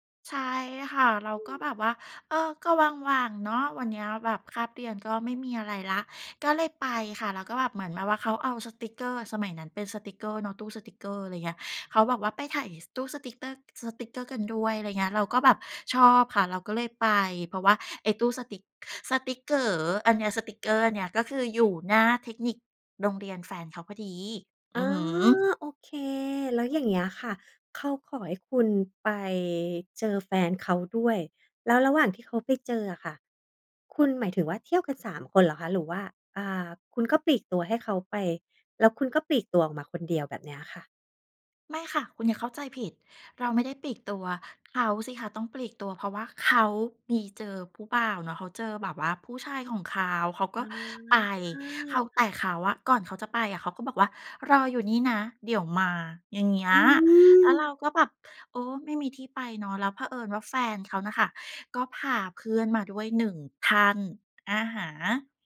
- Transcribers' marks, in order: drawn out: "อืม"
- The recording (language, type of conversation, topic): Thai, podcast, เพลงไหนพาให้คิดถึงความรักครั้งแรกบ้าง?